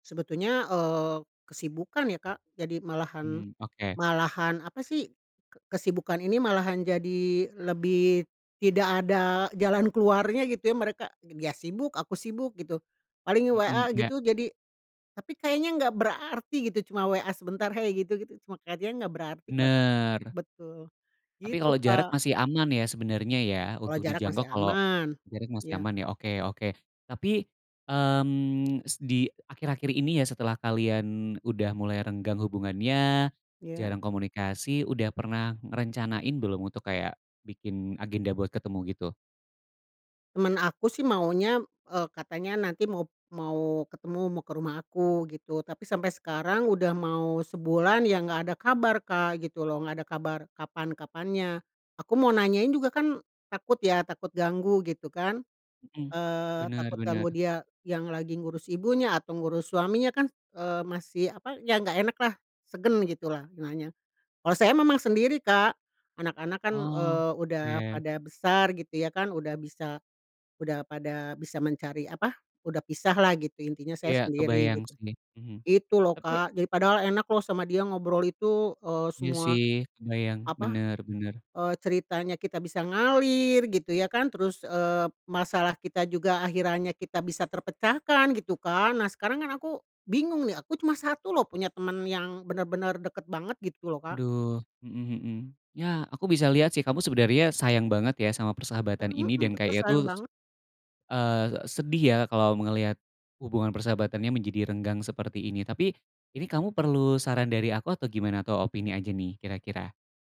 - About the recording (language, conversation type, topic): Indonesian, advice, Persahabatan menjadi renggang karena jarak dan kesibukan
- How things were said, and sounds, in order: none